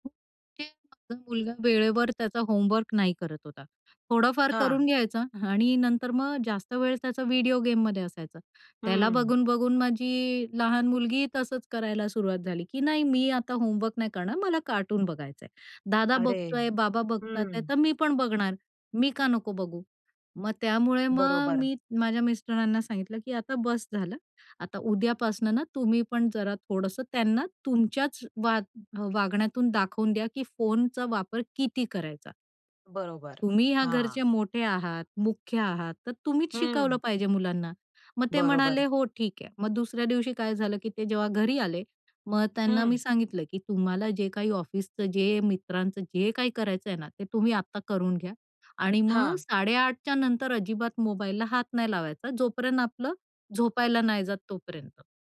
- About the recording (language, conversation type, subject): Marathi, podcast, घरात फोन-मुक्त वेळ तुम्ही कसा ठरवता?
- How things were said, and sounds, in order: other background noise; unintelligible speech; tapping